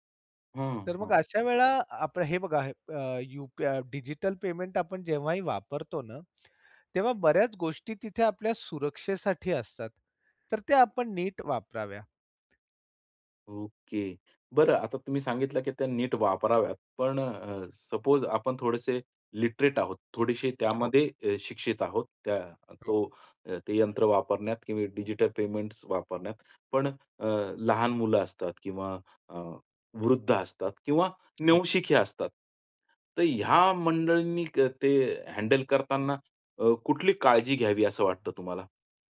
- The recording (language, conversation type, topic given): Marathi, podcast, डिजिटल पेमेंट्स वापरताना तुम्हाला कशाची काळजी वाटते?
- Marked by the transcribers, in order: other background noise; in English: "सपोज"; in English: "लिटरेट"; "नवशिके" said as "नवशिखे"